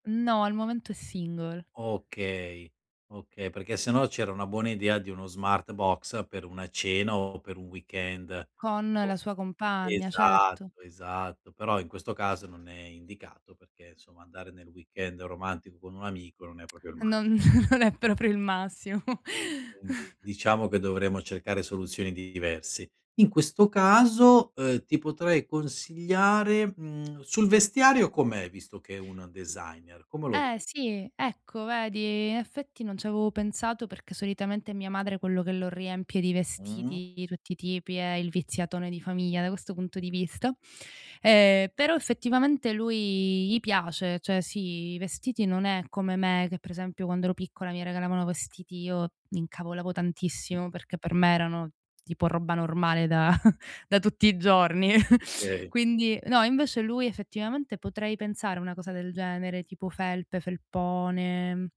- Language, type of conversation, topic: Italian, advice, Come posso trovare regali davvero significativi per amici e familiari quando sono a corto di idee?
- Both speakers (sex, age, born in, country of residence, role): female, 30-34, Italy, Germany, user; male, 50-54, Italy, Italy, advisor
- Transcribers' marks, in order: other background noise; tsk; chuckle; laughing while speaking: "non è proprio il massimo"; "Quindi" said as "undi"; chuckle; "cioè" said as "ceh"; tapping; chuckle; "Okay" said as "kay"; laughing while speaking: "giorni"; chuckle; tsk; inhale